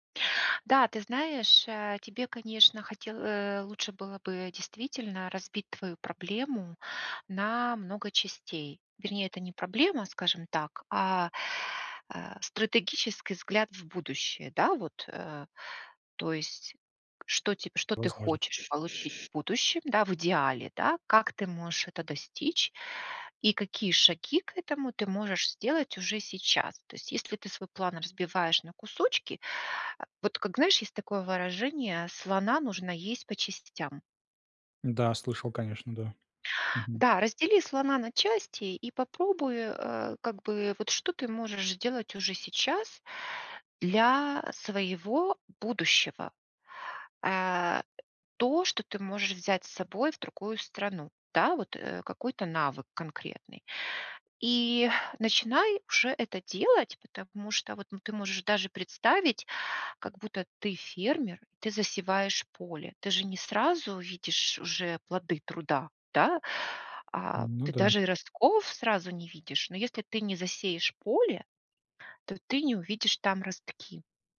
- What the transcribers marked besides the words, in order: exhale
- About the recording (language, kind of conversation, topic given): Russian, advice, Как мне сосредоточиться на том, что я могу изменить, а не на тревожных мыслях?